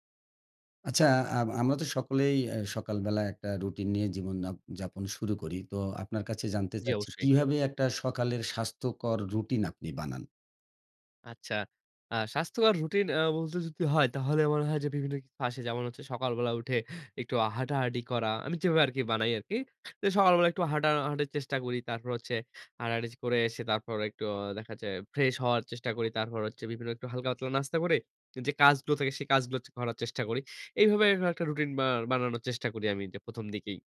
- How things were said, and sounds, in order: none
- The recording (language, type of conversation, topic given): Bengali, podcast, তুমি কীভাবে একটি স্বাস্থ্যকর সকালের রুটিন তৈরি করো?